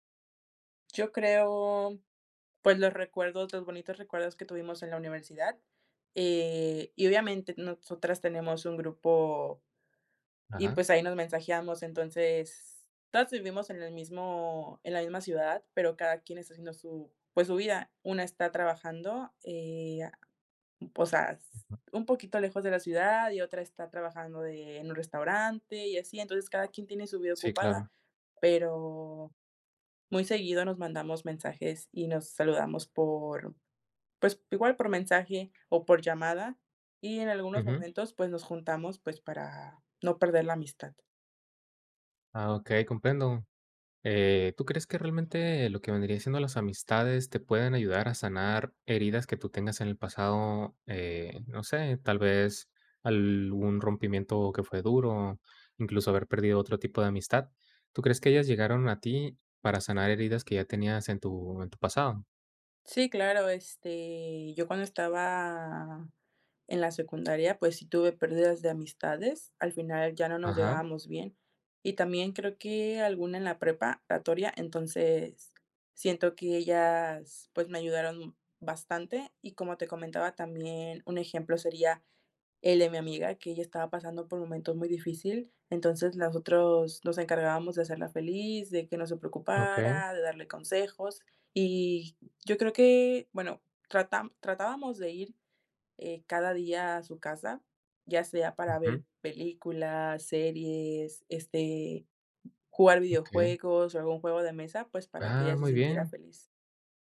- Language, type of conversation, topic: Spanish, podcast, ¿Puedes contarme sobre una amistad que cambió tu vida?
- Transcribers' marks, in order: tapping